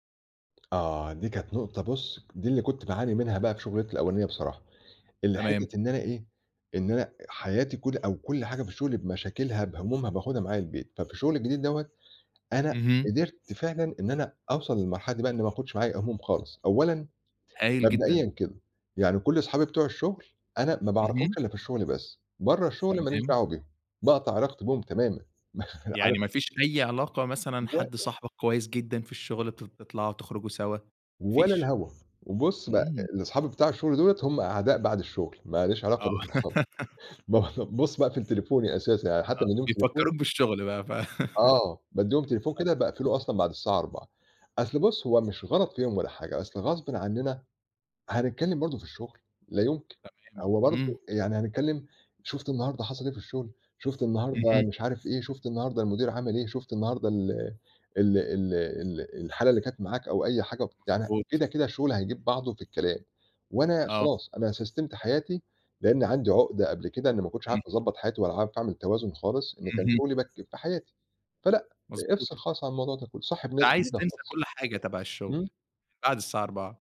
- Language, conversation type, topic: Arabic, podcast, إزاي بتحافظ على توازن بين الشغل والحياة؟
- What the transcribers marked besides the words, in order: tapping; chuckle; laugh; laugh; unintelligible speech; in English: "سَسْتِمت"